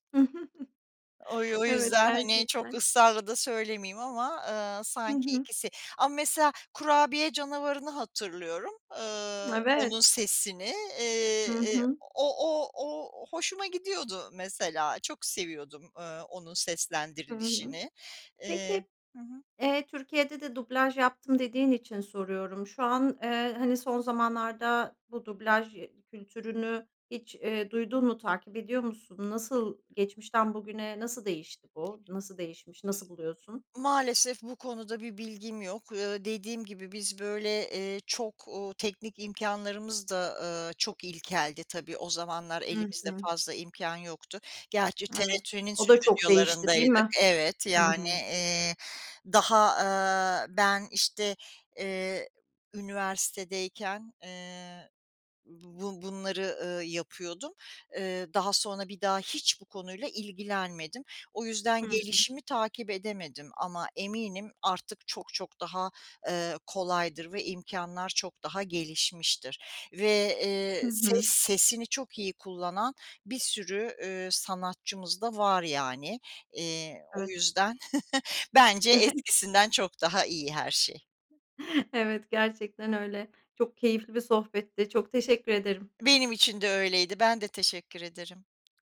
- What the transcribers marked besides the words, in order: chuckle; other background noise; chuckle
- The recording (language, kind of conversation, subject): Turkish, podcast, Dublaj mı yoksa altyazı mı tercih edersin, neden?